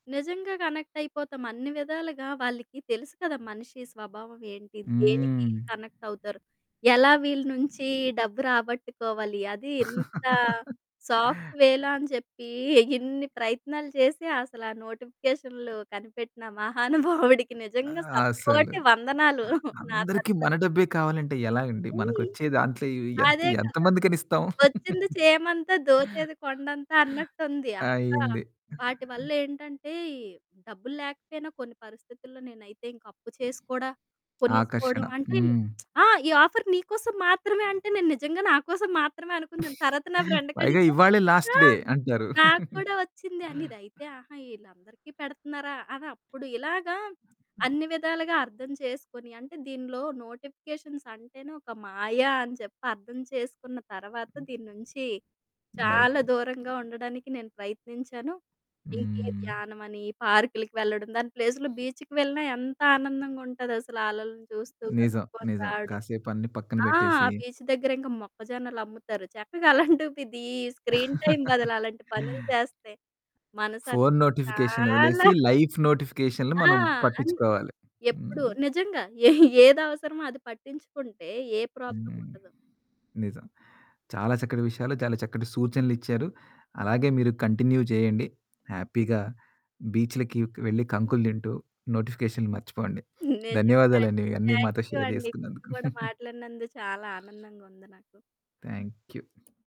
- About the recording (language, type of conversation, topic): Telugu, podcast, నోటిఫికేషన్లు మీ ఏకాగ్రతను ఎలా చెడగొడుతున్నాయి?
- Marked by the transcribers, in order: in English: "కనెక్ట్"; static; distorted speech; in English: "కనెక్ట్"; other background noise; laugh; in English: "సాఫ్ట్ వే‌లో"; laughing while speaking: "మహానుభావుడికి నిజంగా శత కోటి వందనాలు నా తరుపుని"; giggle; lip smack; in English: "ఆఫర్"; in English: "ఫ్రెండ్‌కి"; in English: "లాస్ట్ డే"; giggle; in English: "నోటిఫికేషన్స్"; in English: "ప్లేస్‌లో బీచ్‌కి"; in English: "బీచ్"; laugh; in English: "స్క్రీన్ టైమ్"; drawn out: "చాలా"; in English: "లైఫ్"; chuckle; in English: "కంటిన్యూ"; in English: "హ్యాపీగా"; laughing while speaking: "నిజంగా అండి. థ్యాంక్ యూ అండి"; in English: "థ్యాంక్ యూ"; in English: "షేర్"; giggle; in English: "థాంక్ యూ"